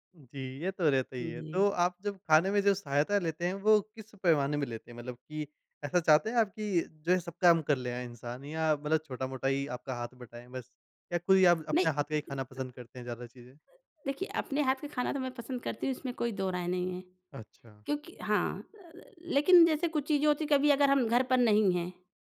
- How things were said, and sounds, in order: unintelligible speech
- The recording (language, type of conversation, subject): Hindi, podcast, दूसरों के साथ मिलकर खाना बनाना आपके लिए कैसा अनुभव होता है?